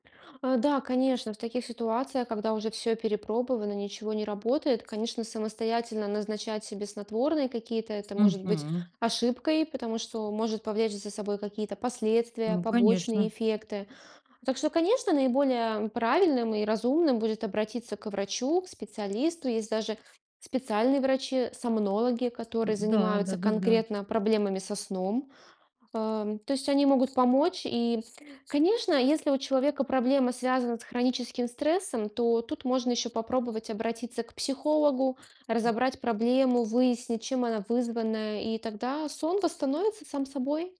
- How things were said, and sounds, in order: none
- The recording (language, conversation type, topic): Russian, podcast, Что помогает тебе быстро заснуть без таблеток?